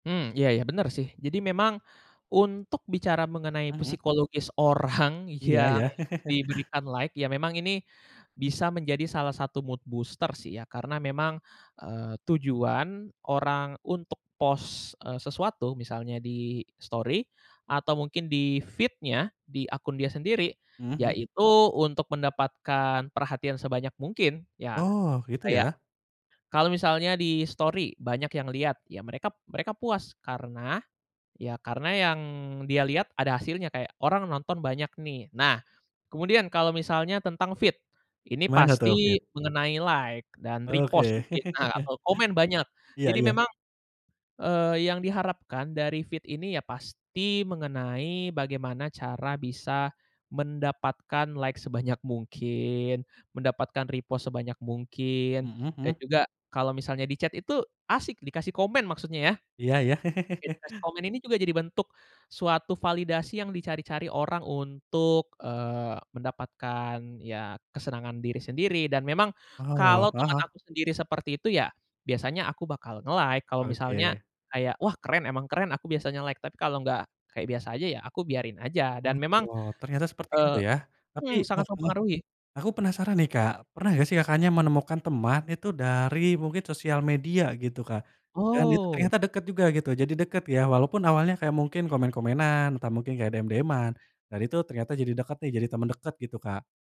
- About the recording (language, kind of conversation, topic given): Indonesian, podcast, Bagaimana media sosial memengaruhi kedekatan pertemanan kita?
- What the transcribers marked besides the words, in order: laughing while speaking: "orang"; in English: "like"; laugh; other background noise; in English: "mood booster"; in English: "post"; in English: "di-story"; in English: "di-feed-nya"; tapping; in English: "di-story"; in English: "feed"; in English: "like"; in English: "repost"; in English: "feed?"; laugh; in English: "feed"; in English: "like"; in English: "repost"; laugh; in English: "nge-like"; in English: "like"; unintelligible speech